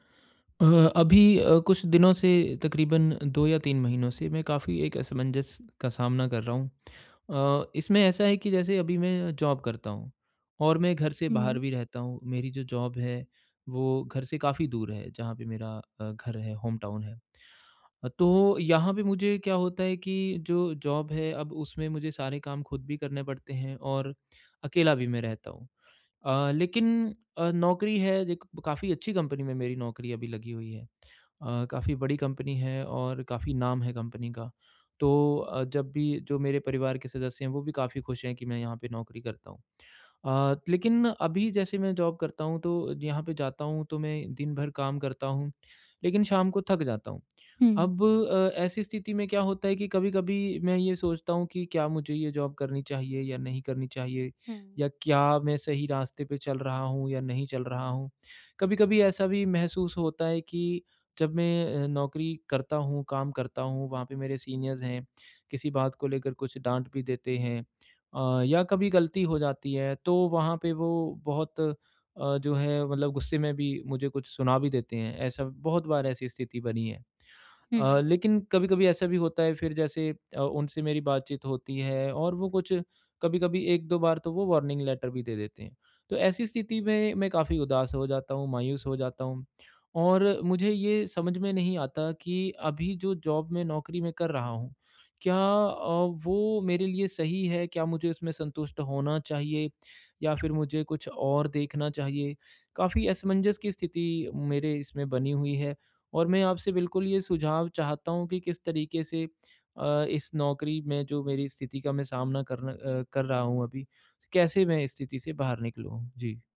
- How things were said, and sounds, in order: in English: "जॉब"; in English: "जॉब"; in English: "होमटाउन"; in English: "जॉब"; in English: "जॉब"; in English: "जॉब"; in English: "सीनियर्स"; in English: "वार्निंग लेटर"; in English: "जॉब"
- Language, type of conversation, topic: Hindi, advice, क्या मुझे इस नौकरी में खुश और संतुष्ट होना चाहिए?